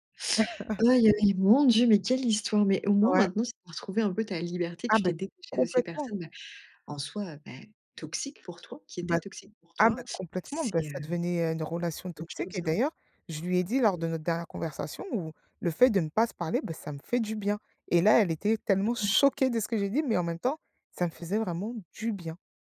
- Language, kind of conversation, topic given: French, podcast, Peux-tu décrire un malentendu lié à des attentes non dites ?
- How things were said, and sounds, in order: stressed: "choquée"; other background noise